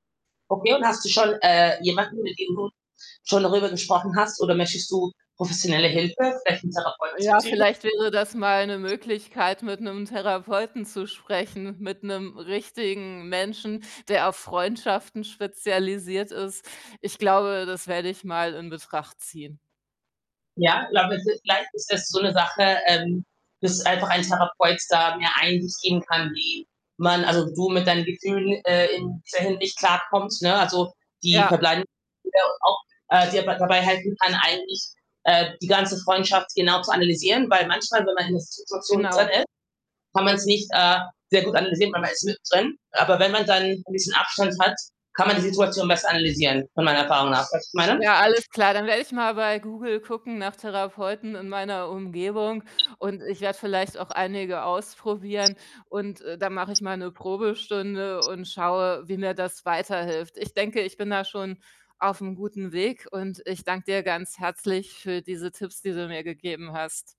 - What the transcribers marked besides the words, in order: distorted speech; other background noise; unintelligible speech
- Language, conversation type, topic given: German, advice, Wie kann ich das plötzliche Ende einer engen Freundschaft verarbeiten und mit Trauer und Wut umgehen?